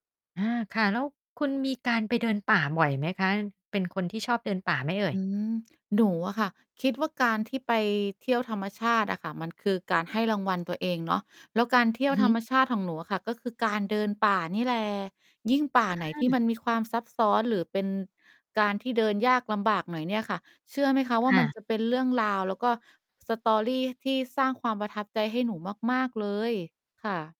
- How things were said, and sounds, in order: distorted speech; in English: "story"
- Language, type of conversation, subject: Thai, podcast, การเดินเงียบๆ ในป่าให้ประโยชน์อะไรบ้างกับคุณ?